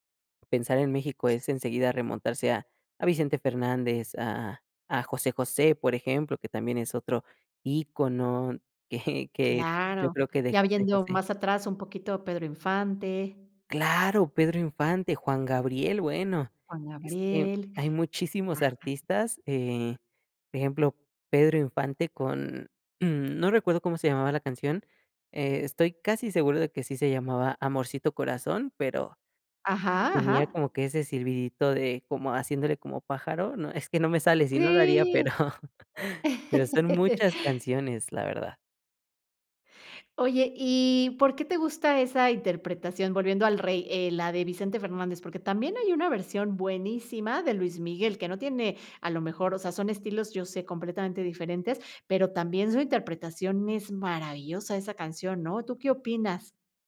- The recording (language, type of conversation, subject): Spanish, podcast, ¿Qué canción te conecta con tu cultura?
- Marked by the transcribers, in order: laughing while speaking: "que"; throat clearing; laughing while speaking: "pero"; chuckle